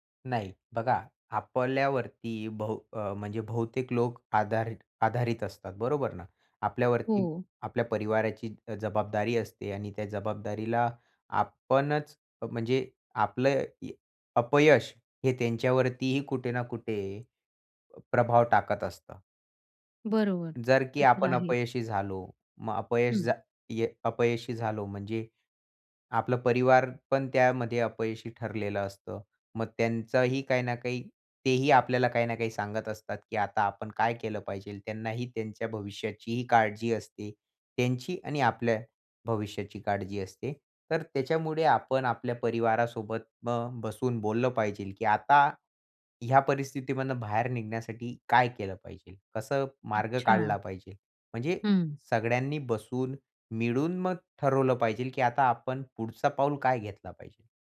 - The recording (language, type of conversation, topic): Marathi, podcast, अपयशानंतर पर्यायी योजना कशी आखतोस?
- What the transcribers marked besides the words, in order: none